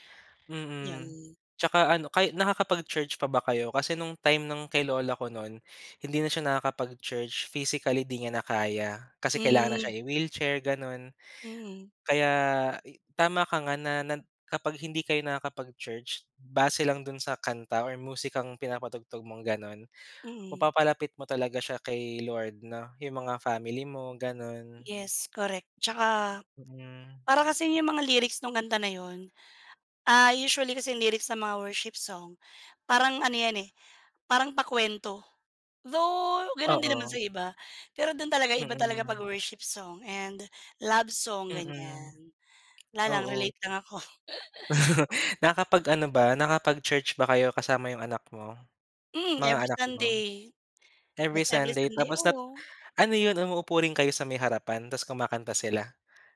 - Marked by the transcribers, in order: tapping; other background noise; laugh; in English: "every Sunday. Every Sunday"
- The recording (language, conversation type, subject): Filipino, unstructured, Paano nakaaapekto sa iyo ang musika sa araw-araw?